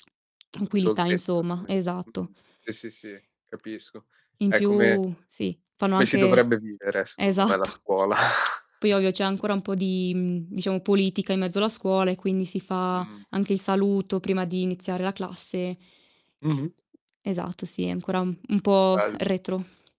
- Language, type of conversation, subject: Italian, unstructured, Qual è stato il viaggio più bello che hai fatto?
- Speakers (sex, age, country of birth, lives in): female, 20-24, Italy, Italy; male, 25-29, Italy, Italy
- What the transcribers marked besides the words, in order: static; "insomma" said as "insoma"; other background noise; distorted speech; laughing while speaking: "esatto!"; laughing while speaking: "scuola"; chuckle; "un-" said as "um"